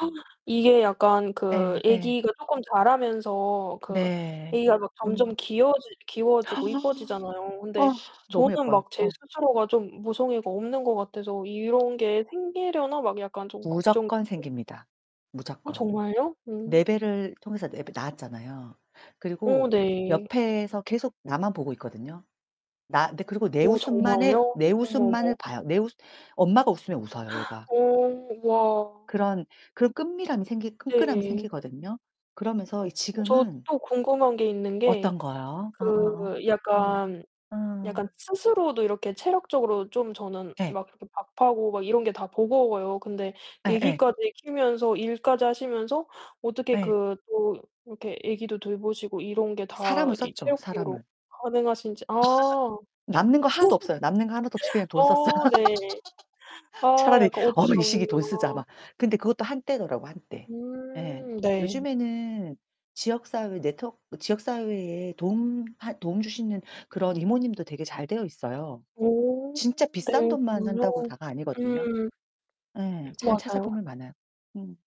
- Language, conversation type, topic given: Korean, unstructured, 우울할 때 주로 어떤 생각이 드나요?
- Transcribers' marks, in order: gasp; sigh; laugh; laugh; laughing while speaking: "썼어요"; laugh; distorted speech